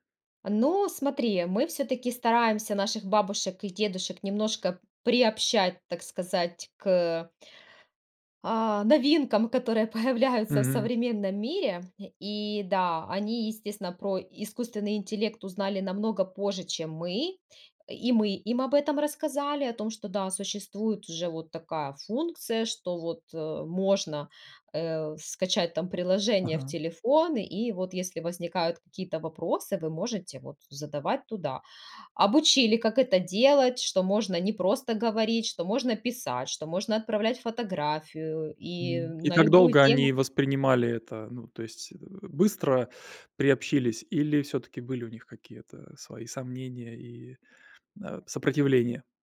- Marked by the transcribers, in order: none
- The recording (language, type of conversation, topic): Russian, podcast, Как вы относитесь к использованию ИИ в быту?